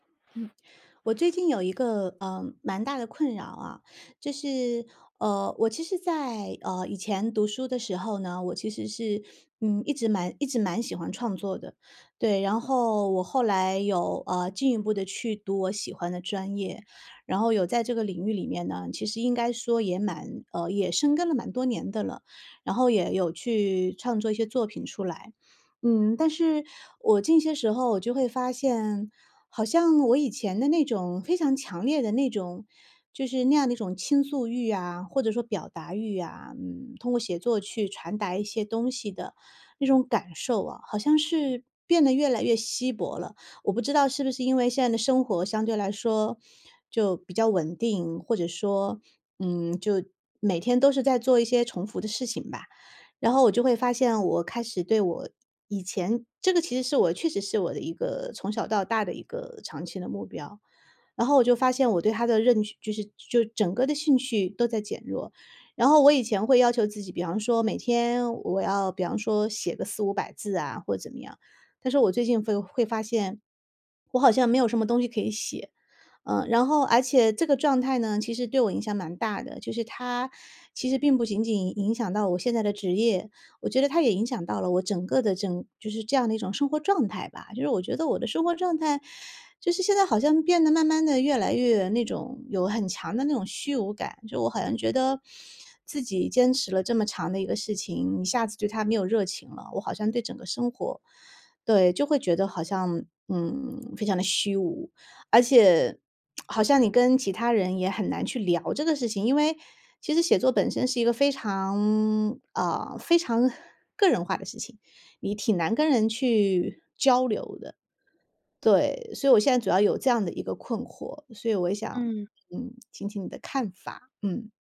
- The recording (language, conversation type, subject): Chinese, advice, 如何表达对长期目标失去动力与坚持困难的感受
- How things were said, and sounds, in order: lip smack